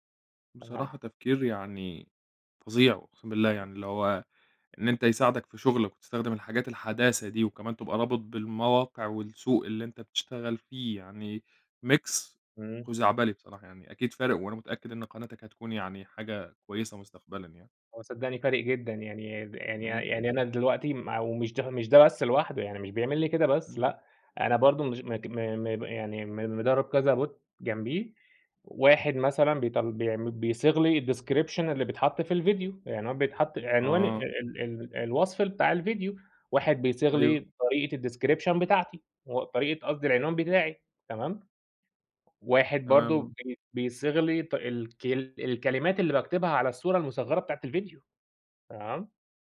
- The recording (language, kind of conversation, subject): Arabic, podcast, إيه اللي بيحرّك خيالك أول ما تبتدي مشروع جديد؟
- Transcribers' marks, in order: in English: "Mix"; tapping; in English: "Bot"; in English: "الdescription"; in English: "الdescription"